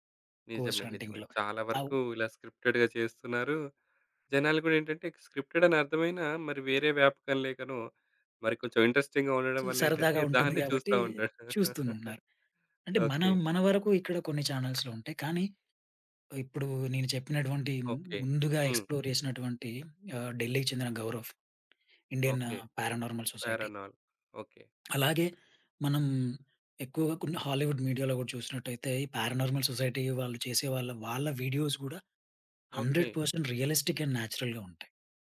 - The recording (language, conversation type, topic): Telugu, podcast, రియాలిటీ షోలు నిజంగానే నిజమేనా?
- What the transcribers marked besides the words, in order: in English: "ఘోస్ట్ హంటింగ్‌లో"; other background noise; in English: "స్క్రిప్టెడ్‌గా"; tapping; in English: "ఇంట్రెస్టింగ్‌గా"; laughing while speaking: "దాన్నే చూస్తా ఉంటాడు"; laugh; in English: "ఛానల్స్‌లో"; in English: "ఎక్స్‌ప్లోర్"; in English: "ఇండియన్ పారానార్మల్ సొసైటీ"; in English: "హాలీవుడ్ మీడియా‌లో"; in English: "పారానార్మల్ సొసైటీ"; in English: "వీడియోస్"; in English: "హండ్రెడ్ పర్సెంట్ రియలిస్టిక్ అండ్ న్యాచురల్‌గా"